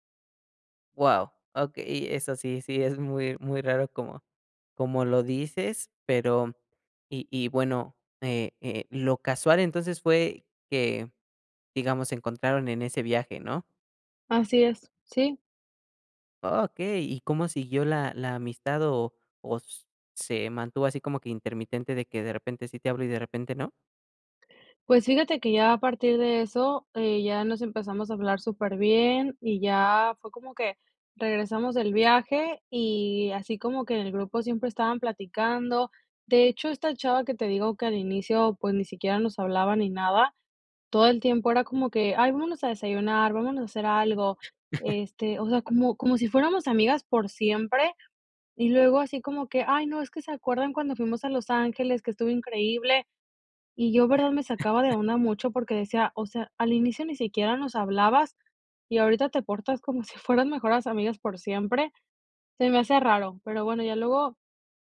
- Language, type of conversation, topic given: Spanish, podcast, ¿Qué amistad empezó de forma casual y sigue siendo clave hoy?
- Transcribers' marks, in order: chuckle; tapping; chuckle; laughing while speaking: "si fueras"